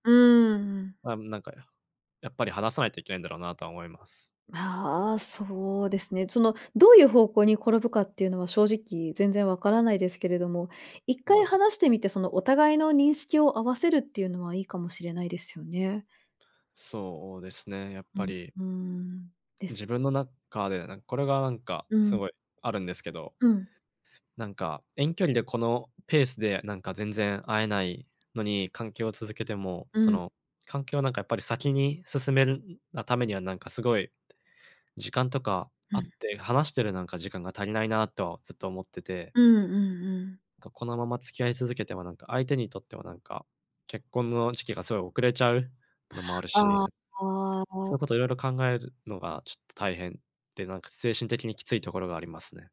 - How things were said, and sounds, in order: none
- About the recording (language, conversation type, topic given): Japanese, advice, 長年のパートナーとの関係が悪化し、別れの可能性に直面したとき、どう向き合えばよいですか？